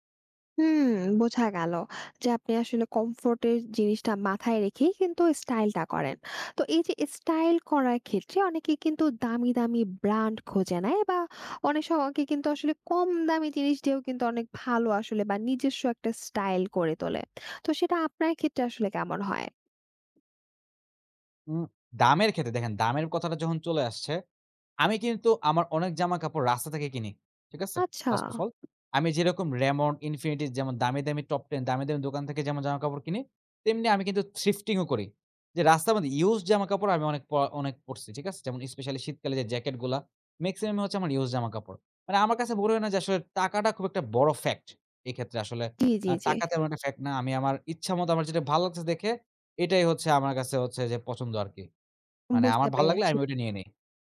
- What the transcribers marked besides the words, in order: other background noise; in English: "ফার্স্ট অফ অল"; tapping; in English: "থ্রিফটিং"; in English: "মেক্সিমাম"; in English: "ফ্যাক্ট"; in English: "ফ্যাক্ট"
- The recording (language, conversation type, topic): Bengali, podcast, স্টাইল বদলানোর ভয় কীভাবে কাটিয়ে উঠবেন?